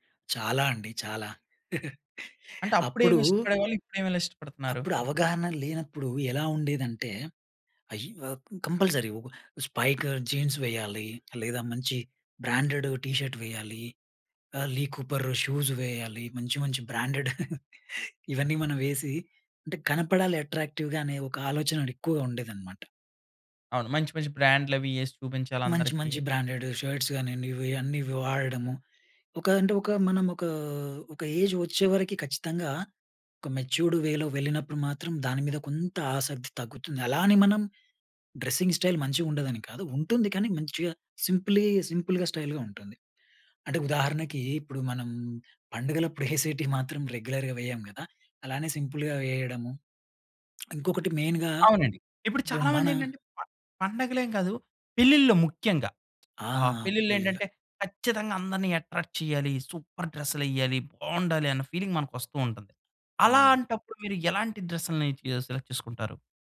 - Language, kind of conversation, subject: Telugu, podcast, మీ సంస్కృతి మీ వ్యక్తిగత శైలిపై ఎలా ప్రభావం చూపిందని మీరు భావిస్తారు?
- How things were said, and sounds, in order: chuckle; in English: "కంపల్సరీ స్పైక్ జీన్స్"; in English: "బ్రాండెడ్ టీ షర్ట్"; in English: "లీ కూపర్ షూస్"; in English: "బ్రాండెడ్"; chuckle; other background noise; in English: "అట్రాక్టివ్‌గా"; in English: "బ్రాండెడ్ షర్ట్స్"; in English: "ఏజ్"; in English: "మెచ్యూర్డ్ వేలో"; in English: "డ్రెస్సింగ్ స్టైల్"; in English: "సింప్లీ సింపుల్‌గా, స్టైల్‌గా"; giggle; in English: "రెగ్యులర్‌గా"; in English: "సింపుల్‌గా"; in English: "మెయిన్‌గా"; in English: "ఎట్రాక్ట్"; in English: "సూపర్"; in English: "ఫీలింగ్"; in English: "డ్రెస్‌లని"; in English: "సెలెక్ట్"